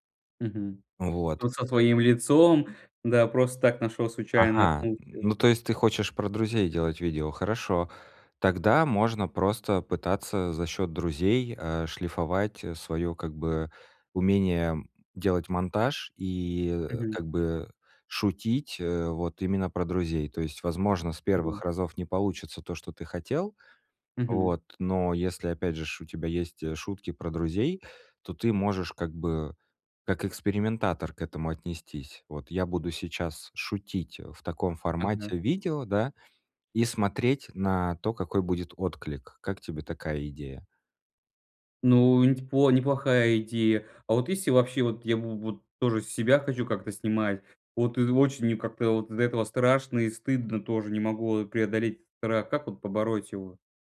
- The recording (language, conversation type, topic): Russian, advice, Как перестать бояться провала и начать больше рисковать?
- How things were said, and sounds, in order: tapping